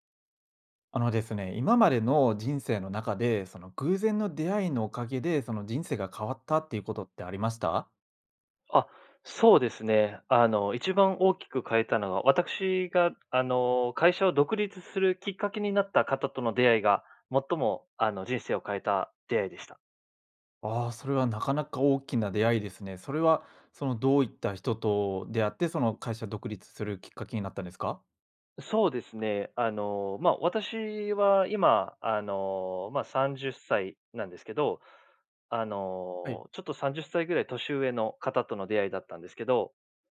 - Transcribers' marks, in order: none
- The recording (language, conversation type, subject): Japanese, podcast, 偶然の出会いで人生が変わったことはありますか？